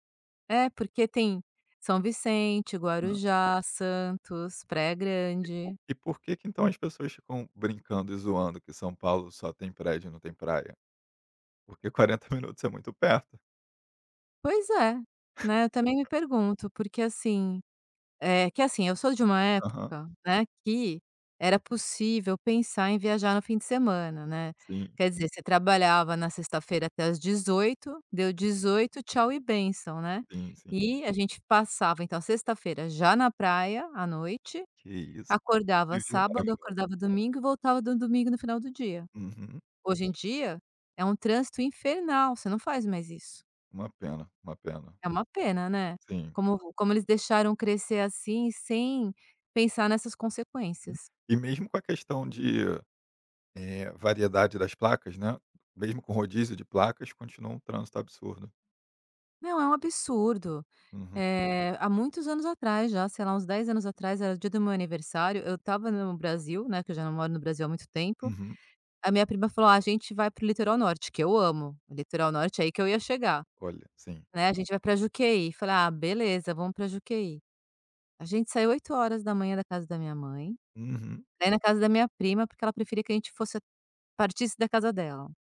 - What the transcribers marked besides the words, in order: tapping; other background noise
- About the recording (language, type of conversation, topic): Portuguese, podcast, Me conta uma experiência na natureza que mudou sua visão do mundo?